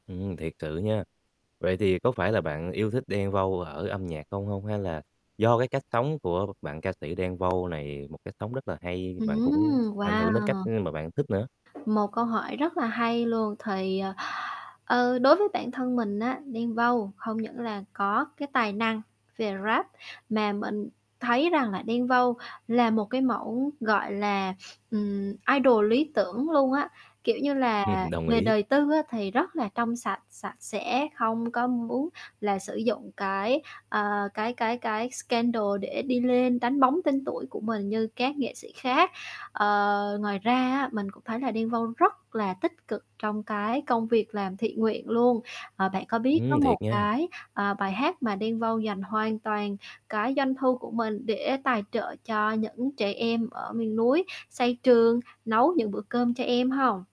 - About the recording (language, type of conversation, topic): Vietnamese, podcast, Ca sĩ hoặc ban nhạc nào đã ảnh hưởng lớn đến bạn, và vì sao?
- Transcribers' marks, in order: distorted speech; tapping; static; in English: "idol"; laughing while speaking: "Ừm"; in English: "scandal"